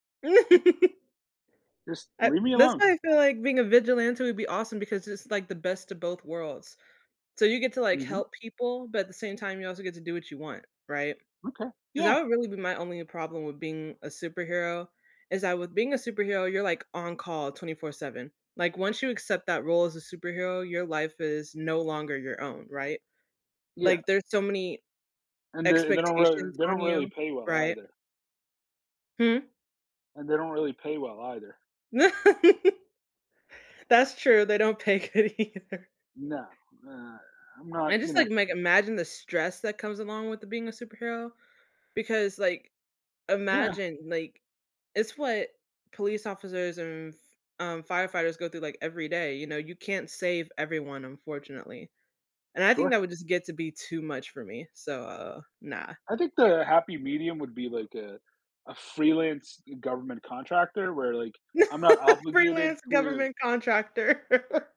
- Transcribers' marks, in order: laugh; laugh; laughing while speaking: "good either"; laughing while speaking: "Not a"; laugh
- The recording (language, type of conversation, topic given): English, unstructured, What do our choices of superpowers reveal about our values and desires?